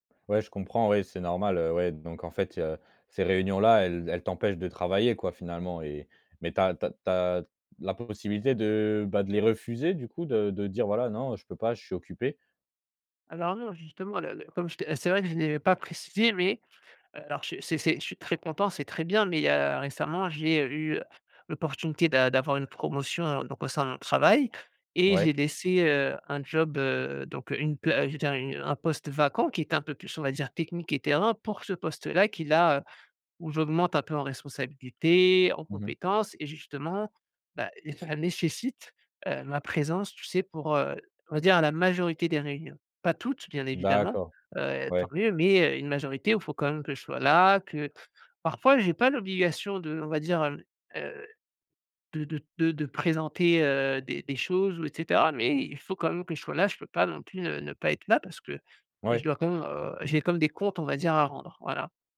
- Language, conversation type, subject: French, advice, Comment gérer des journées remplies de réunions qui empêchent tout travail concentré ?
- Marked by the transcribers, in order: none